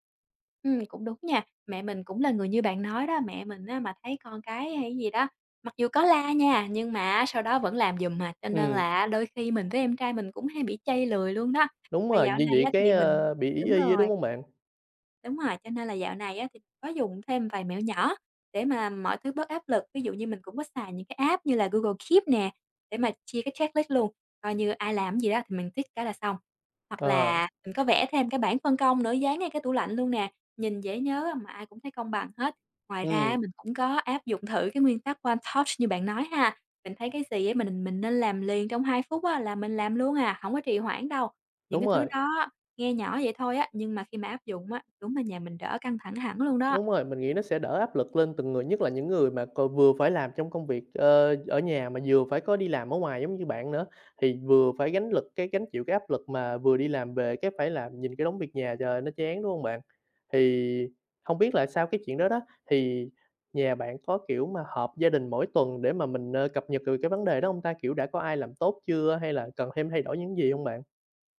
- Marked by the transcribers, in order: other background noise; tapping; in English: "app"; in English: "checklist"; in English: "tick"; in English: "One Touch"
- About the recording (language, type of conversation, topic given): Vietnamese, podcast, Làm sao bạn phân chia trách nhiệm làm việc nhà với người thân?